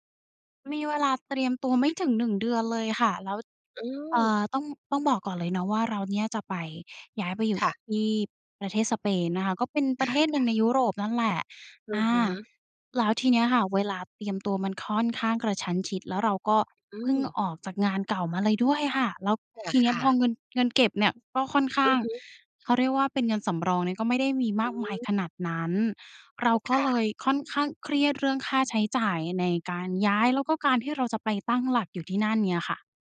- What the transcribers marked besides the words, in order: none
- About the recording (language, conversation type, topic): Thai, advice, คุณเครียดเรื่องค่าใช้จ่ายในการย้ายบ้านและตั้งหลักอย่างไรบ้าง?